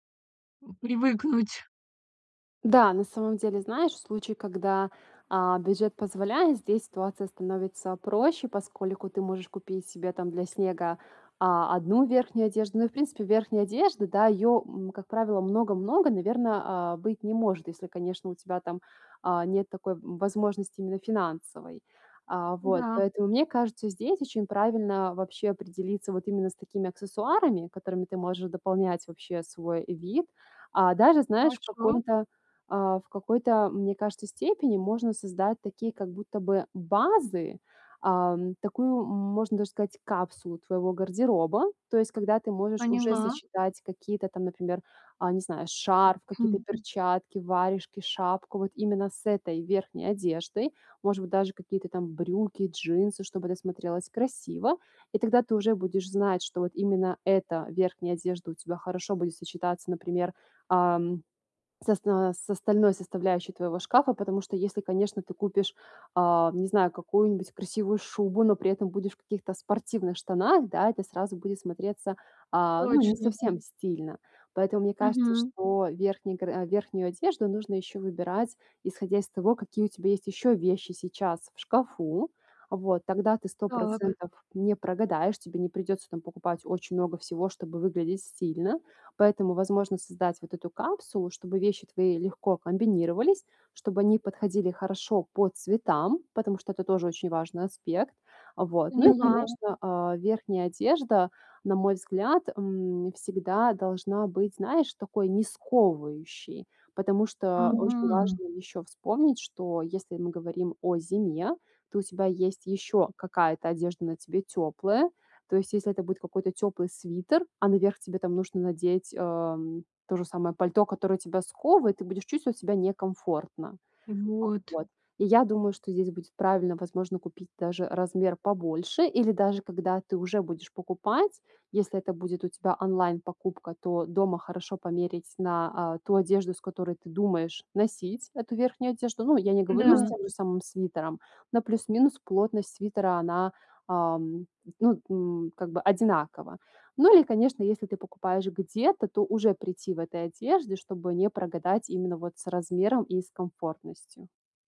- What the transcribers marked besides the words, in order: tapping; other background noise; throat clearing; background speech
- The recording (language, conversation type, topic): Russian, advice, Как найти одежду, которая будет одновременно удобной и стильной?